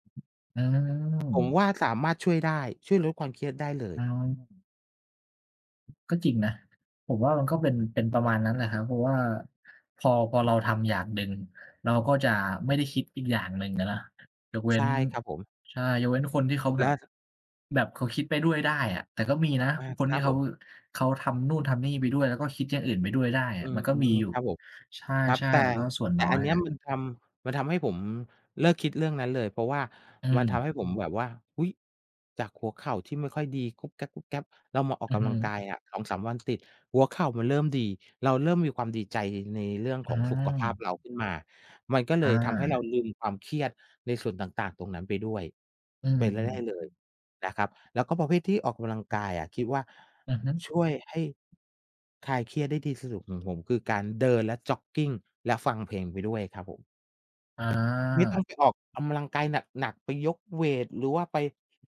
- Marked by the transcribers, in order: other background noise; drawn out: "อืม"
- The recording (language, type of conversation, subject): Thai, unstructured, การออกกำลังกายช่วยลดความเครียดได้จริงไหม?
- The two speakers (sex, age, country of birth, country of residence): male, 25-29, Thailand, Thailand; male, 45-49, Thailand, Thailand